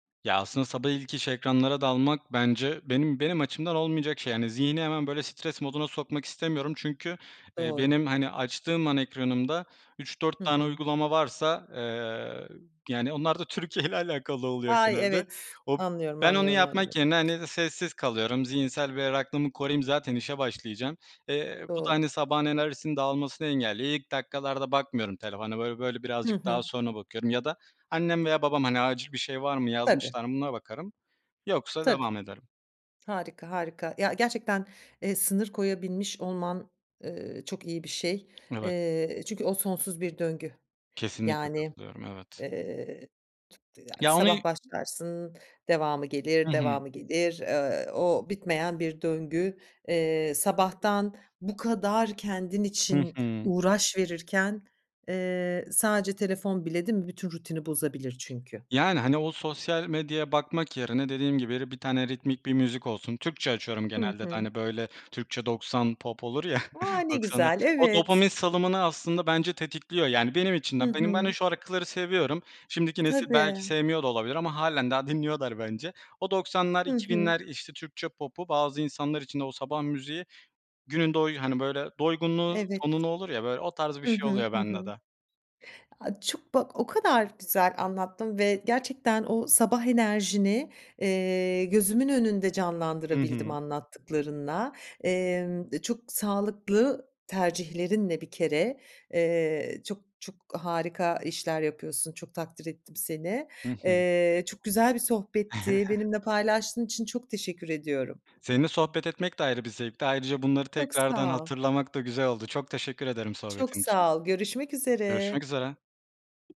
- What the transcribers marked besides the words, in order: tapping; laughing while speaking: "Türkiye ile alakalı"; other background noise; chuckle; chuckle
- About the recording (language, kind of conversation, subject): Turkish, podcast, Sabah enerjini artırmak için hangi küçük rutinleri uyguluyorsun?